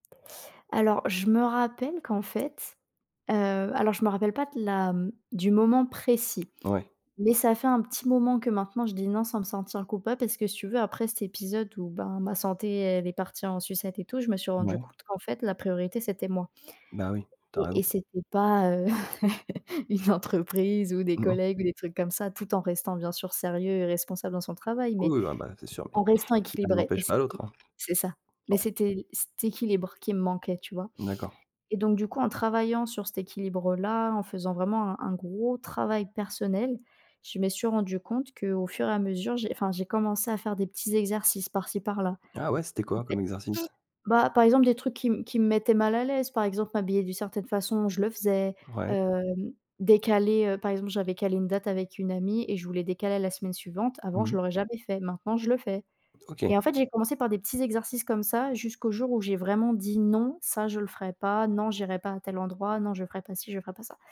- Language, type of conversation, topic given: French, podcast, Comment dire non sans se sentir coupable ?
- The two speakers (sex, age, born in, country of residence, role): female, 20-24, France, France, guest; male, 40-44, France, France, host
- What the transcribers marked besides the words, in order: chuckle; laughing while speaking: "une entreprise ou des collègues"; tapping; other background noise; stressed: "gros"